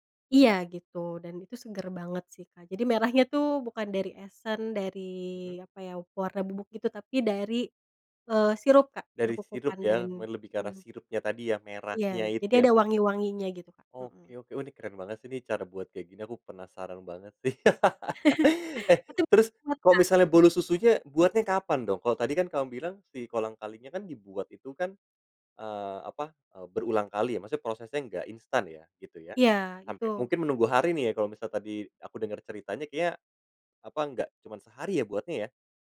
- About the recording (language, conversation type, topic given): Indonesian, podcast, Ada resep warisan keluarga yang pernah kamu pelajari?
- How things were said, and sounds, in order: chuckle; laugh; unintelligible speech